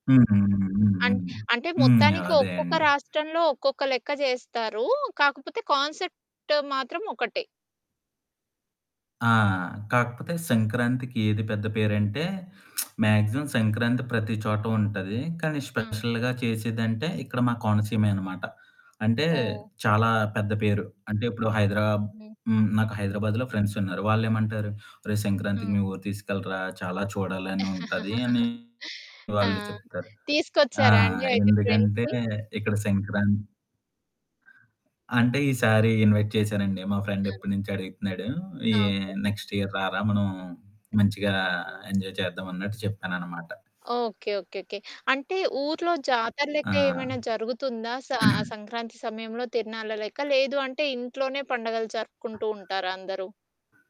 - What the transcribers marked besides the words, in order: static; in English: "కాన్సెప్ట్"; lip smack; in English: "మ్యాక్సిమం"; distorted speech; in English: "స్పెషల్‌గా"; giggle; in English: "ఫ్రెండ్స్‌ని?"; other background noise; in English: "ఇన్‌వైట్"; in English: "ఫ్రెండ్"; in English: "నెక్స్ట్ ఇయర్"; in English: "ఎంజాయ్"; throat clearing
- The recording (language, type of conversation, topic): Telugu, podcast, మీ ఊర్లో జరిగే పండగల్లో మీకు తప్పనిసరిగా గుర్తుండిపోయే ప్రత్యేకమైన జ్ఞాపకం ఏది?